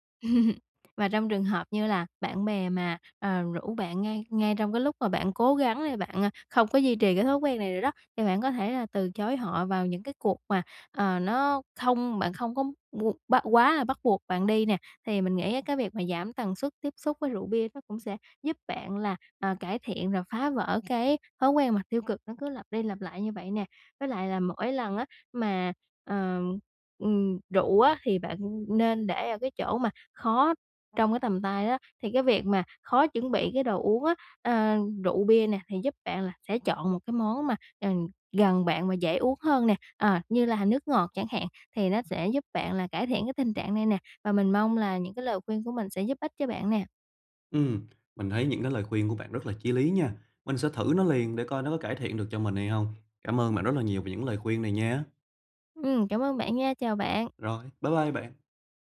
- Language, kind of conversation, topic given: Vietnamese, advice, Làm sao để phá vỡ những mô thức tiêu cực lặp đi lặp lại?
- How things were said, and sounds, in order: laugh; tapping; unintelligible speech